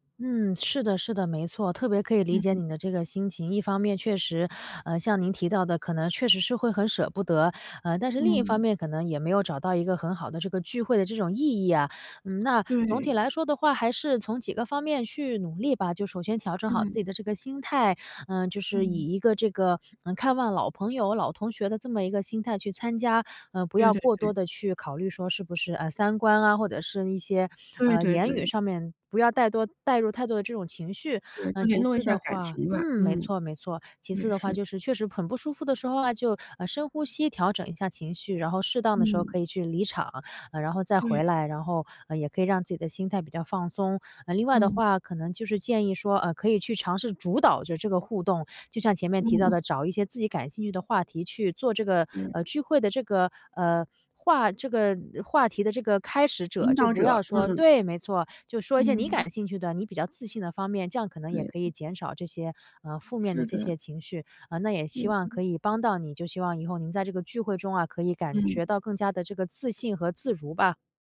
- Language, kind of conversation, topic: Chinese, advice, 参加聚会时我总是很焦虑，该怎么办？
- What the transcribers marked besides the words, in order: other background noise; tapping